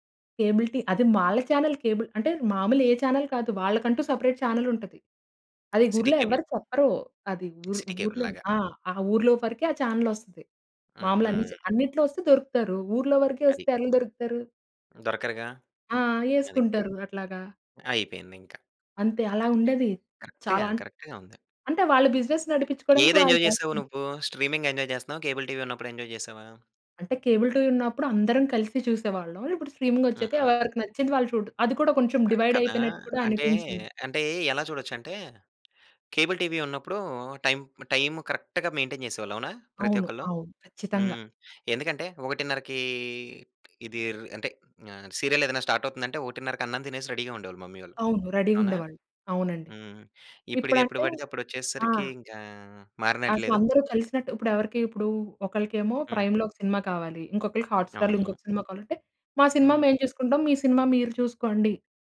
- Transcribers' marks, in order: in English: "చానెల్"; in English: "చానెల్"; in English: "సెపరేట్ చానెల్"; tapping; in English: "చానెల్"; other background noise; in English: "కరెక్ట్‌గా కరెక్ట్‌గా"; in English: "బిజినెస్"; in English: "ఎంజాయ్"; in English: "స్ట్రీమింగ్ ఎంజాయ్"; in English: "ఎంజాయ్"; in English: "టైం కరెక్ట్‌గా మెయింటైన్"; in English: "సీరియల్"; in English: "స్టార్ట్"; in English: "రెడీగా"; in English: "మమ్మీ"
- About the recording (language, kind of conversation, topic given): Telugu, podcast, స్ట్రీమింగ్ సేవలు కేబుల్ టీవీకన్నా మీకు బాగా నచ్చేవి ఏవి, ఎందుకు?